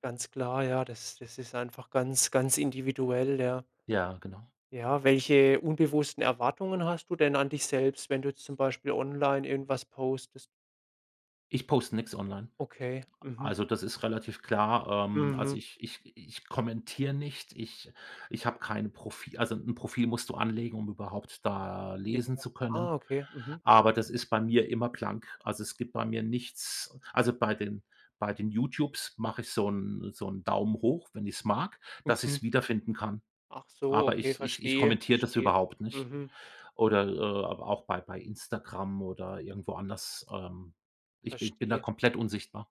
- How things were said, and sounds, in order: none
- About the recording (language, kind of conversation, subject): German, podcast, Wie beeinflussen soziale Medien ehrlich gesagt dein Wohlbefinden?